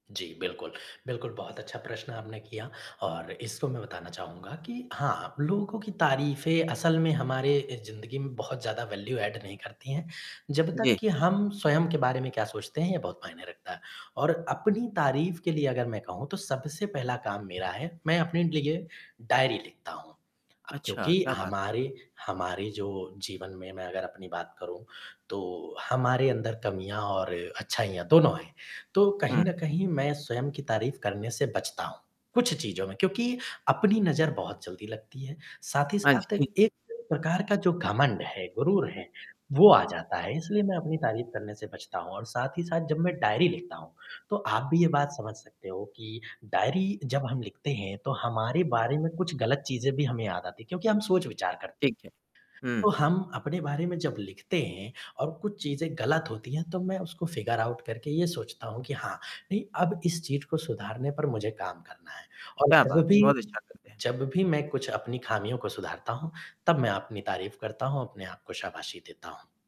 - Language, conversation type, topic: Hindi, podcast, खुद की तारीफ़ करना आपको कैसा लगता है?
- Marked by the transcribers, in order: in English: "वैल्यू ऐड"; static; distorted speech; other background noise; in English: "फ़िगर आउट"